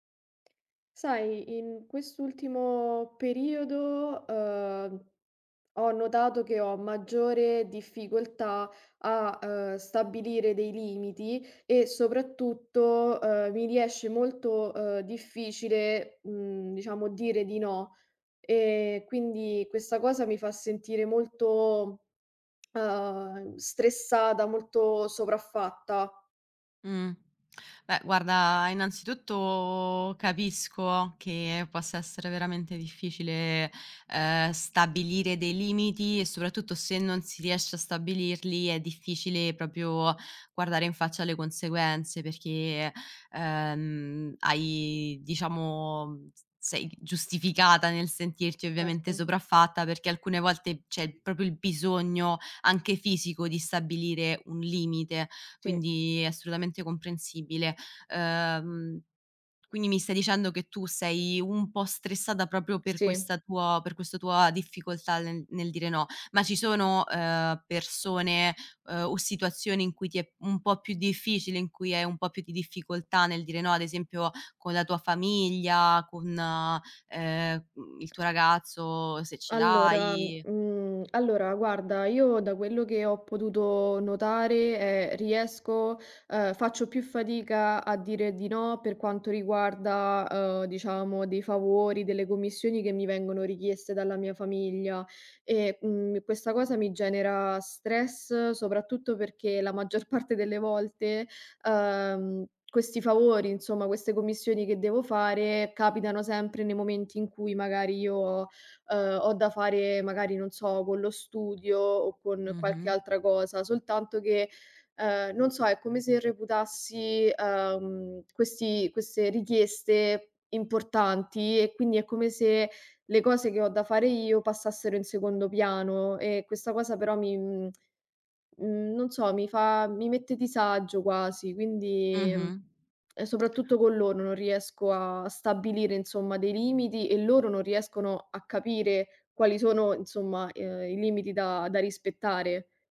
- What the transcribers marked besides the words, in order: tapping; tsk; "proprio" said as "propio"; "proprio" said as "popio"; other background noise; "proprio" said as "propio"; laughing while speaking: "maggior parte"
- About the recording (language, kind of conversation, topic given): Italian, advice, Come posso stabilire dei limiti e imparare a dire di no per evitare il burnout?